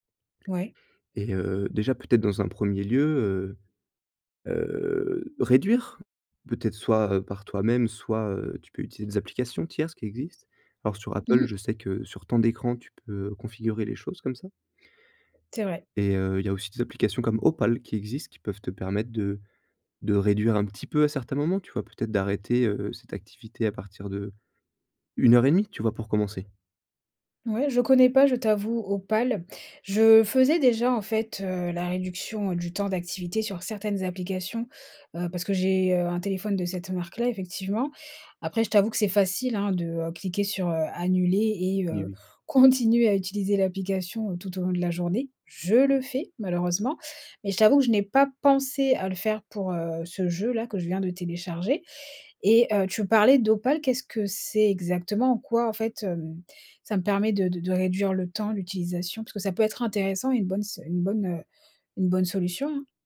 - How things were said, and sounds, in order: laughing while speaking: "continuer"; stressed: "pensé"; tapping
- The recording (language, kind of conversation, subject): French, advice, Pourquoi est-ce que je dors mal après avoir utilisé mon téléphone tard le soir ?